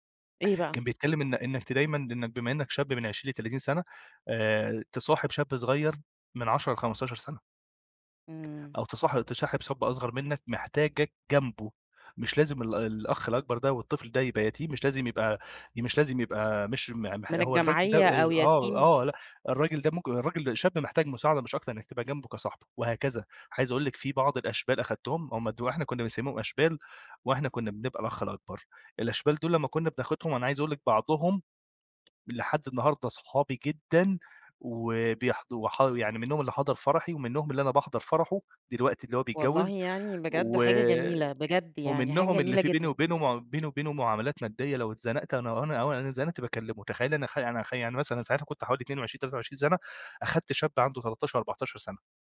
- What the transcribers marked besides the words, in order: other background noise
- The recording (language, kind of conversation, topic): Arabic, podcast, إزاي حسّيت بكرم وحفاوة أهل البلد في رحلة بعيدة؟